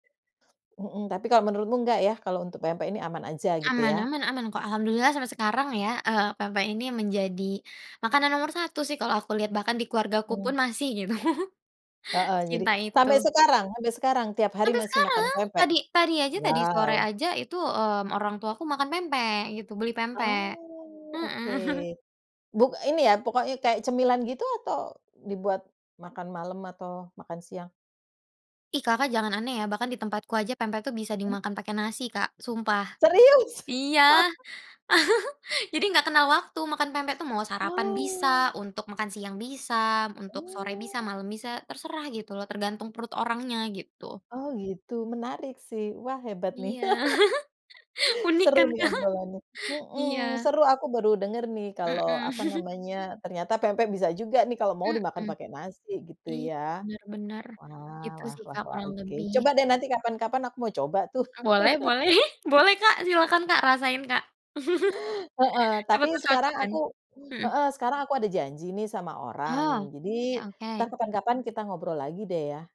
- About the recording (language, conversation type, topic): Indonesian, podcast, Apa makanan warisan keluarga yang menurutmu wajib dilestarikan?
- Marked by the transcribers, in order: other background noise; tapping; chuckle; chuckle; chuckle; laugh; chuckle; laughing while speaking: "Kak?"; chuckle; chuckle; chuckle